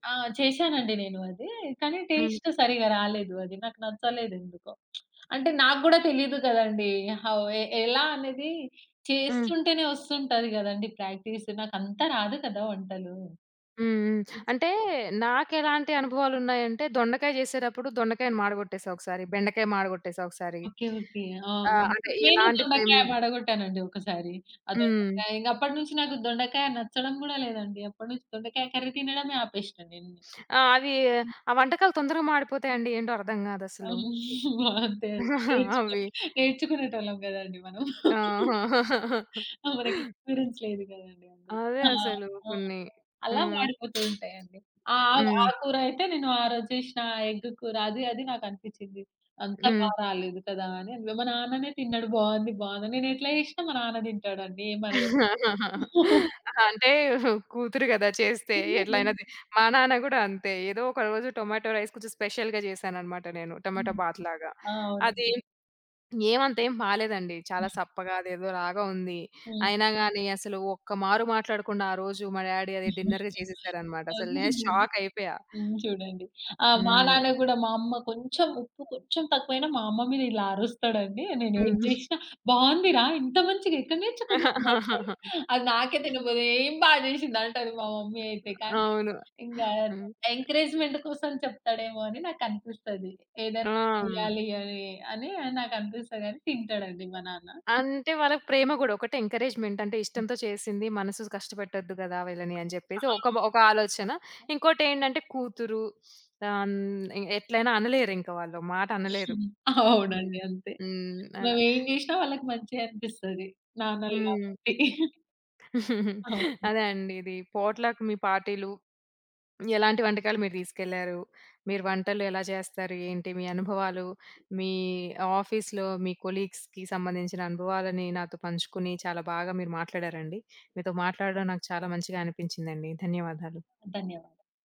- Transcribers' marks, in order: other background noise; lip smack; in English: "హౌ"; tapping; in English: "ఫ్లేమ్‌లో"; in English: "కర్రీ"; laughing while speaking: "అంతే అండి. నేర్చుకో నేర్చుకునేటోళ్ళం గదండీ మనం"; chuckle; laugh; in English: "ఎక్స్‌పీరియన్స్"; laugh; chuckle; unintelligible speech; in English: "టొమాటో రైస్"; in English: "స్పెషల్‌గా"; in English: "టొమాటో బాత్‌లాగా"; in English: "డాడీ"; in English: "డిన్నర్‌గా"; giggle; unintelligible speech; laugh; unintelligible speech; laughing while speaking: "అది నాకే తినబుద్ ఏం బా జేషిందంటది మా మమ్మీ అయితే"; in English: "మమ్మీ"; in English: "ఎంకరేజ్‌మెంట్"; unintelligible speech; chuckle; in English: "పోట్‌లక్"; in English: "ఆఫీస్‌లో"; in English: "కొలీగ్స్‌కి"
- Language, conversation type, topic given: Telugu, podcast, పొట్లక్ పార్టీలో మీరు ఎలాంటి వంటకాలు తీసుకెళ్తారు, ఎందుకు?
- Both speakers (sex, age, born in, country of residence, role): female, 20-24, India, India, guest; female, 25-29, India, India, host